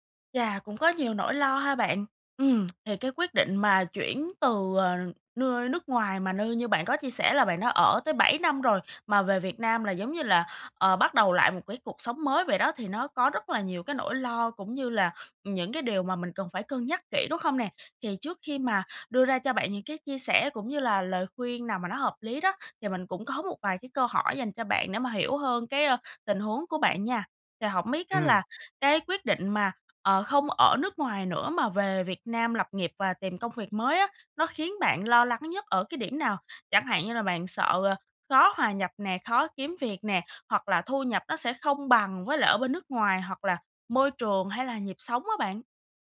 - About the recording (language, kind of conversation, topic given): Vietnamese, advice, Làm thế nào để vượt qua nỗi sợ khi phải đưa ra những quyết định lớn trong đời?
- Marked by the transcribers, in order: other background noise; tapping